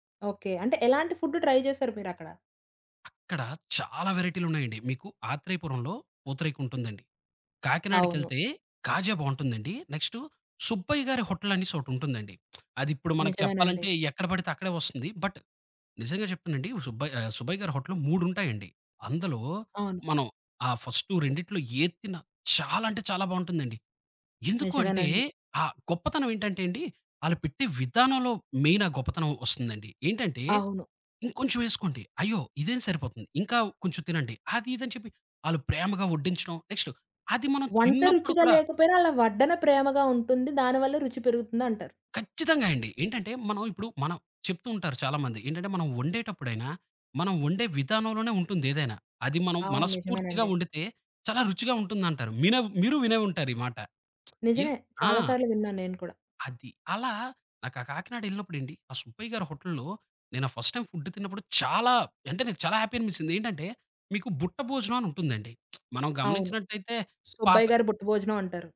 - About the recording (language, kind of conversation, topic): Telugu, podcast, స్థానిక ఆహారం తింటూ మీరు తెలుసుకున్న ముఖ్యమైన పాఠం ఏమిటి?
- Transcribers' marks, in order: in English: "ట్రై"; lip smack; in English: "బట్"; in English: "మెయిన్"; lip smack; in English: "ఫస్ట్ టైమ్ ఫుడ్"; in English: "హ్యాపీ"; lip smack